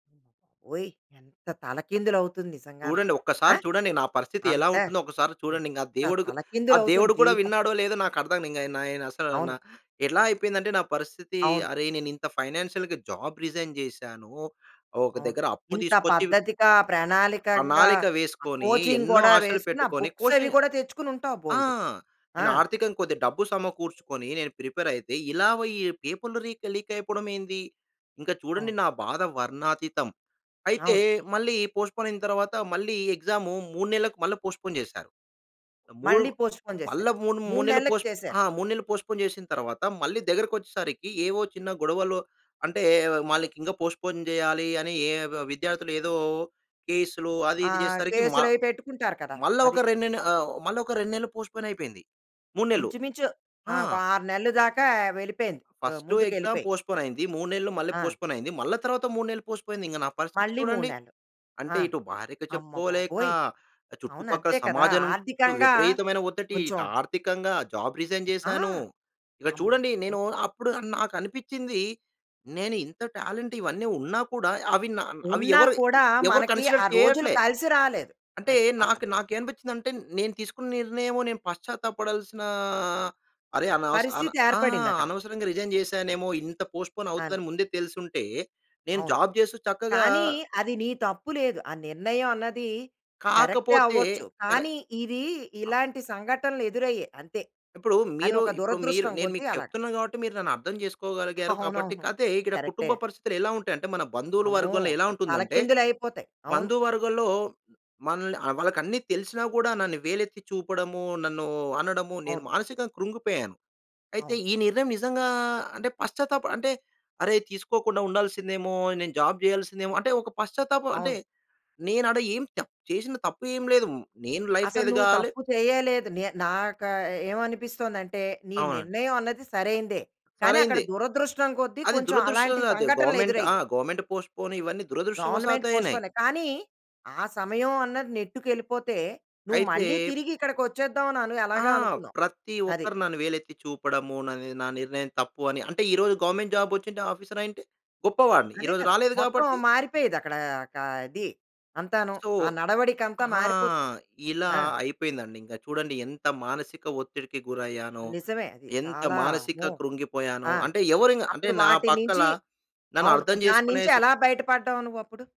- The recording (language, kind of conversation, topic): Telugu, podcast, నీ జీవితంలో నువ్వు ఎక్కువగా పశ్చాత్తాపపడే నిర్ణయం ఏది?
- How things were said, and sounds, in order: in English: "ఫైనాన్షియల్‌గా జాబ్ రిజైన్"; in English: "కోచింగ్"; in English: "బుక్స్"; in English: "కోచింగ్"; in English: "ప్రిపేర్"; in English: "లీక్, లీక్"; in English: "పోస్ట్‌పోన్"; in English: "పోస్ట్‌పోన్"; in English: "పోస్ట్‌పోన్"; in English: "పోస్ట్"; in English: "పోస్ట్‌పోన్"; in English: "పోస్ట్‌పోన్"; in English: "పోస్ట్‌పోన్"; in English: "ఎగ్జామ్ పోస్ట్‌పోన్"; in English: "పోస్ట్‌పోన్"; "ఒత్తిడి" said as "ఒ‌త్తిటి"; in English: "జాబ్ రిజైన్"; in English: "టాలెంట్"; in English: "కన్సిడర్"; in English: "రిజైన్"; in English: "పోస్ట్‌పోన్"; in English: "జాబ్"; other noise; laughing while speaking: "అవునవును"; in English: "జాబ్"; in English: "లైఫ్"; in English: "గవర్నమెంట్"; in English: "గవర్నమెంట్ పోస్ట్‌పోన్"; in English: "గవర్నమెంట్"; in English: "గవర్నమెంట్ జాబ్"; in English: "ఆఫీసర్"; in English: "సో"